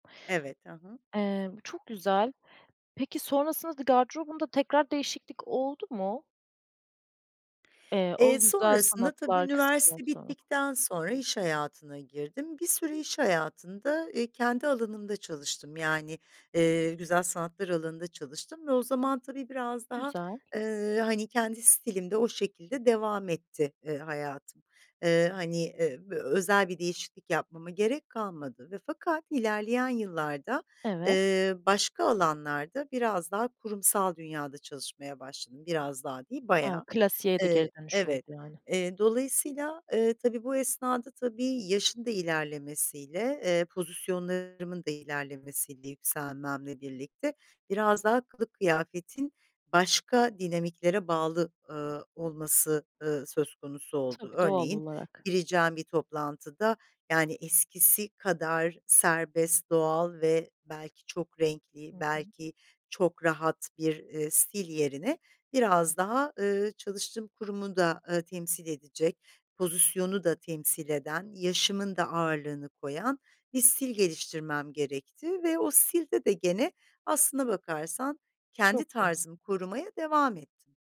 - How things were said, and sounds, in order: none
- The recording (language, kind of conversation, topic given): Turkish, podcast, Stil değişimine en çok ne neden oldu, sence?